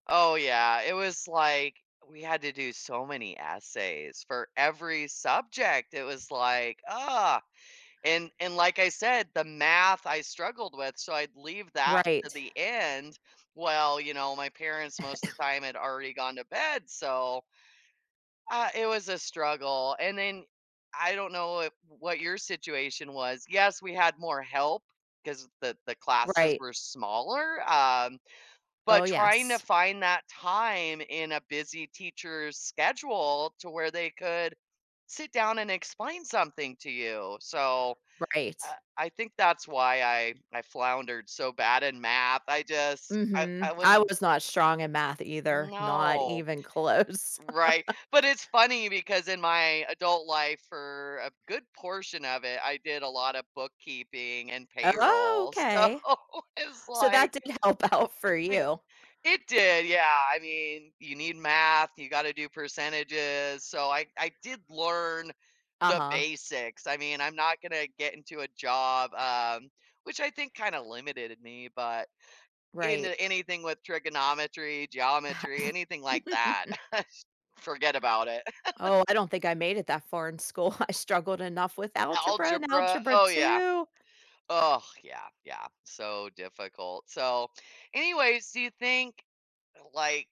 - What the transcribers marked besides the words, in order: chuckle; cough; laughing while speaking: "close"; chuckle; laughing while speaking: "so"; laughing while speaking: "did help out"; snort; chuckle; chuckle; laughing while speaking: "school"
- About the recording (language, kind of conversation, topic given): English, unstructured, Does homework help or hurt students' learning?
- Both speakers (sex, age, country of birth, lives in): female, 45-49, United States, United States; female, 45-49, United States, United States